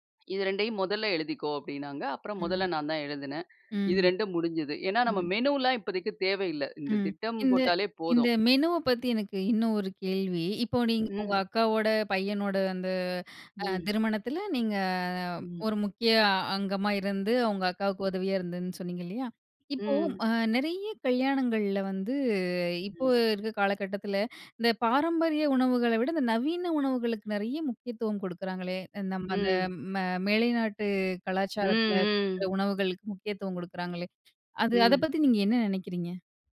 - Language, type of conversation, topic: Tamil, podcast, விருந்துக்காக மெனுவைத் தேர்வு செய்வதற்கு உங்களுக்கு எளிய வழி என்ன?
- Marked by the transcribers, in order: in English: "மெனுலாம்"; in English: "மெனுவ"; drawn out: "நீங்க"; tapping